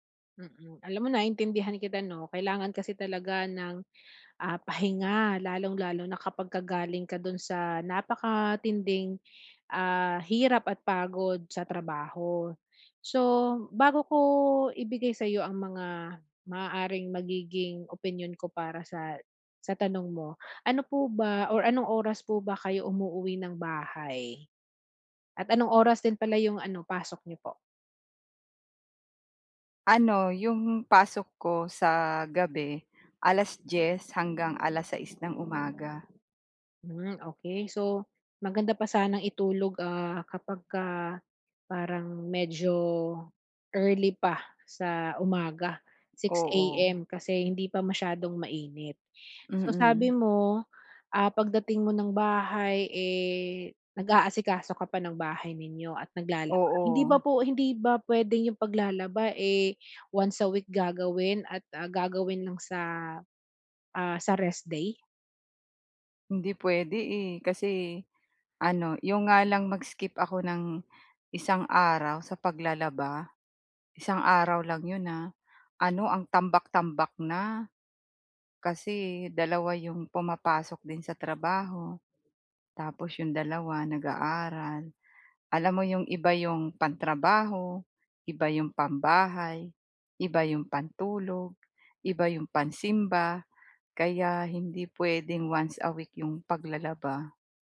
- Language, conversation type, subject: Filipino, advice, Bakit nahihirapan akong magpahinga at magrelaks kahit nasa bahay lang ako?
- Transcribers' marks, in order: other background noise